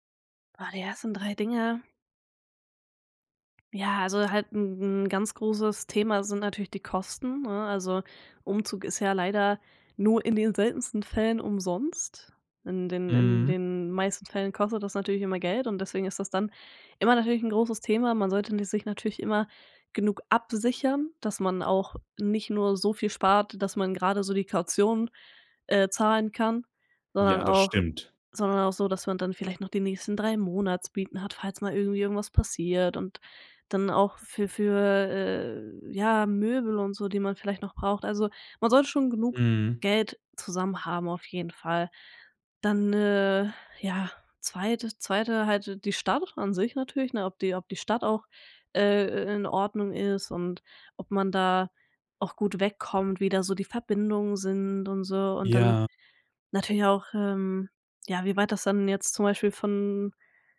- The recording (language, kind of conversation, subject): German, podcast, Wie entscheidest du, ob du in deiner Stadt bleiben willst?
- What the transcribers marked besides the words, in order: other background noise